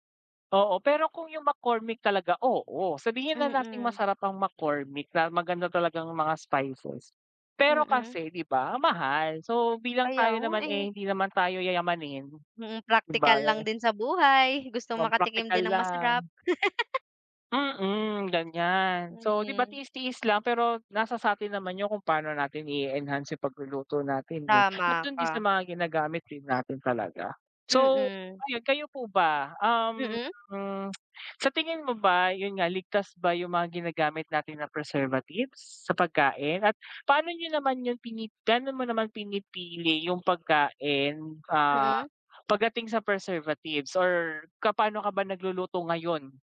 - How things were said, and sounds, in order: bird; tapping; other background noise; laugh; tsk
- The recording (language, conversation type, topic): Filipino, unstructured, Ano ang palagay mo sa labis na paggamit ng pang-imbak sa pagkain?